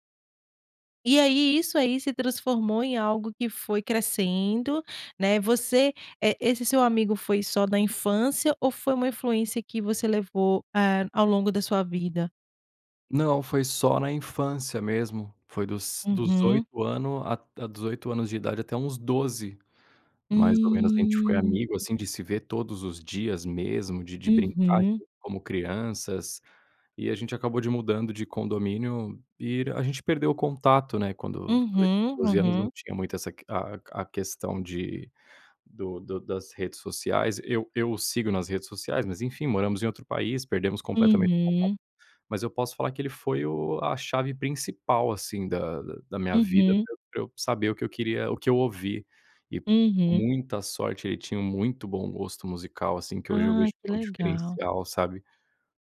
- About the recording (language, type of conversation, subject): Portuguese, podcast, Que banda ou estilo musical marcou a sua infância?
- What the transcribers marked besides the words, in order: tapping